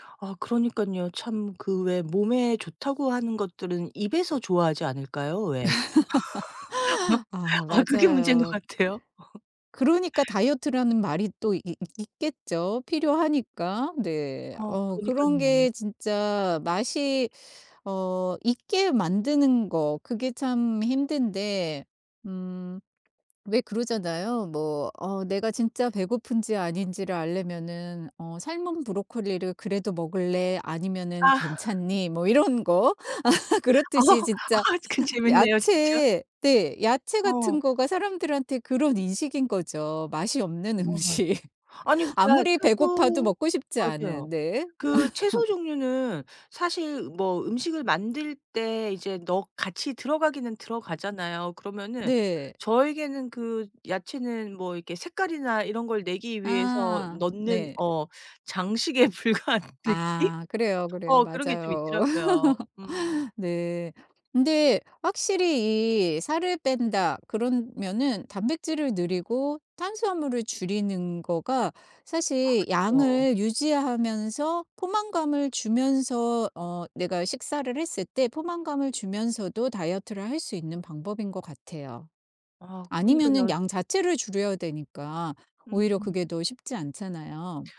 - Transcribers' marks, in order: laugh; laughing while speaking: "아 그게 문제인 것 같아요"; laugh; tapping; laugh; laughing while speaking: "아 그 재밌네요"; other background noise; laughing while speaking: "음식"; background speech; laugh; laughing while speaking: "장식에 불과한 느낌?"; laugh
- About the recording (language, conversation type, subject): Korean, advice, 다이어트 계획을 오래 지키지 못하는 이유는 무엇인가요?